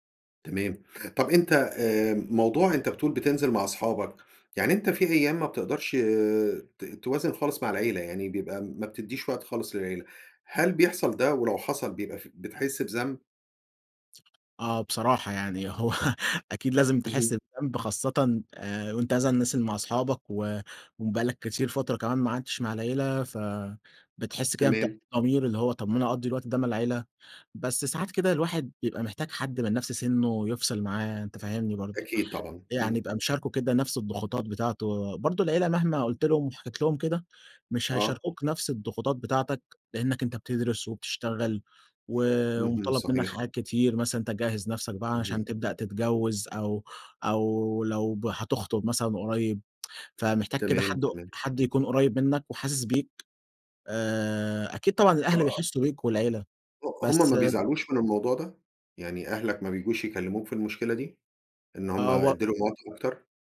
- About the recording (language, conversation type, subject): Arabic, podcast, إزاي بتوازن بين الشغل والوقت مع العيلة؟
- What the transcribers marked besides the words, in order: laughing while speaking: "هو"; tsk; unintelligible speech